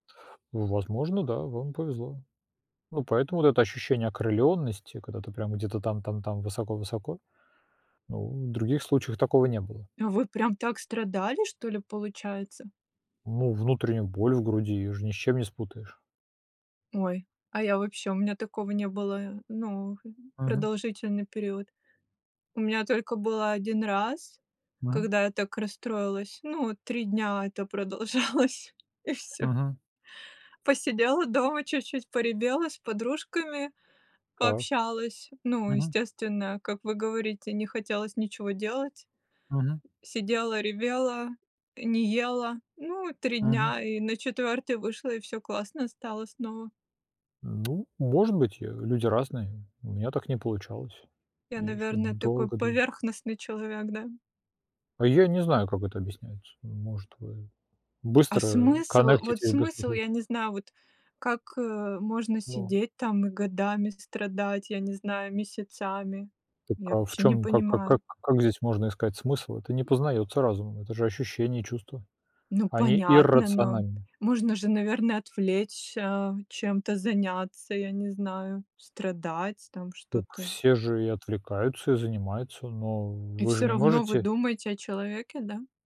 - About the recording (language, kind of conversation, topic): Russian, unstructured, Как понять, что ты влюблён?
- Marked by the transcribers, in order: laughing while speaking: "продолжалось, и всё"; tapping